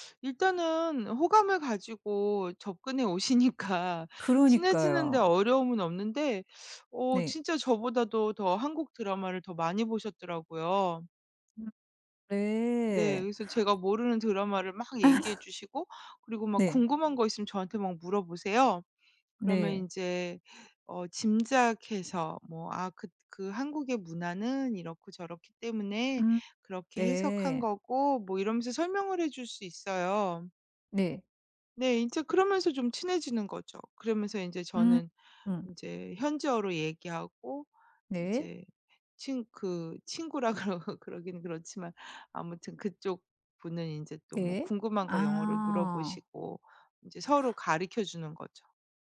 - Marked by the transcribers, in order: laughing while speaking: "오시니까"; laugh; other background noise; laughing while speaking: "그러"
- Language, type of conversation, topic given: Korean, podcast, 현지인들과 친해지게 된 계기 하나를 솔직하게 이야기해 주실래요?
- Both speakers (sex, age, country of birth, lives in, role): female, 50-54, South Korea, Italy, guest; female, 50-54, South Korea, United States, host